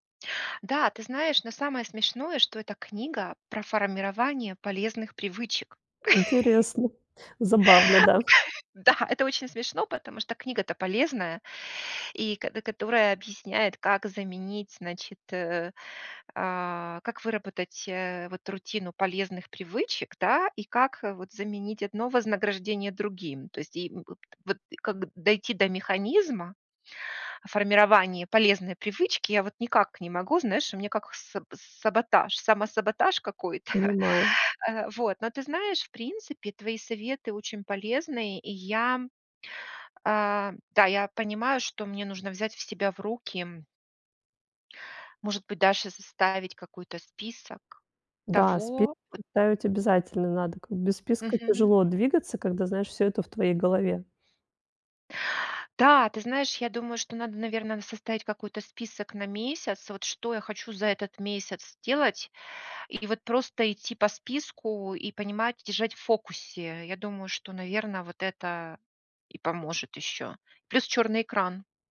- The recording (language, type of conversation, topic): Russian, advice, Как вернуться к старым проектам и довести их до конца?
- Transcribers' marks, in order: laugh; tapping; other background noise; chuckle